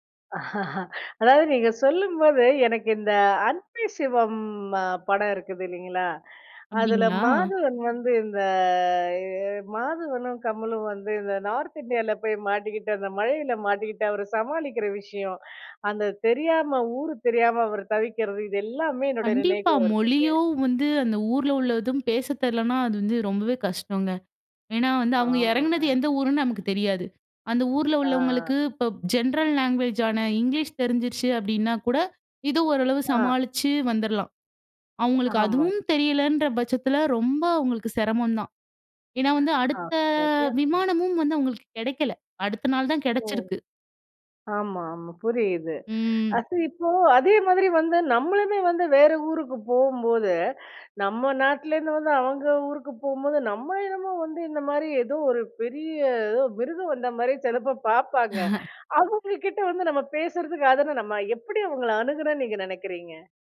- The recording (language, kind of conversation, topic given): Tamil, podcast, புதிய ஊரில் வழி தவறினால் மக்களிடம் இயல்பாக உதவி கேட்க எப்படி அணுகலாம்?
- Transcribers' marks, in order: laugh; drawn out: "சிவம்"; drawn out: "இந்த"; in English: "நார்த் இண்டியால"; background speech; in English: "ஜென்ரல் லாங்குவேஜான இங்லீஷ்"; other noise; laughing while speaking: "ஆமா"; drawn out: "அடுத்த"; other background noise; laughing while speaking: "அது இப்போ"; drawn out: "பெரிய"; "சிலநேரம்" said as "சிலப்ப"; chuckle